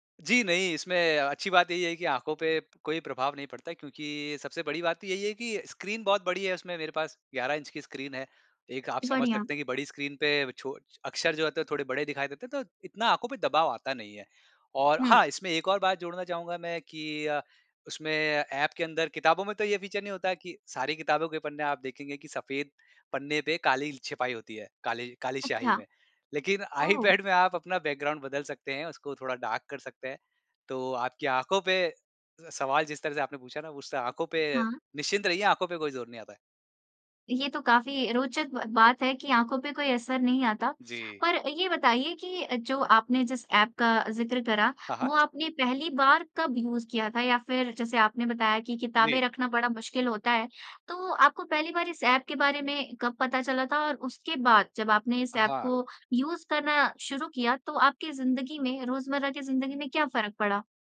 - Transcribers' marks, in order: in English: "बैकग्राउंड"; in English: "डार्क"; in English: "यूज़"; in English: "यूज़"
- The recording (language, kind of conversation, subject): Hindi, podcast, कौन सा ऐप आपकी ज़िंदगी को आसान बनाता है और क्यों?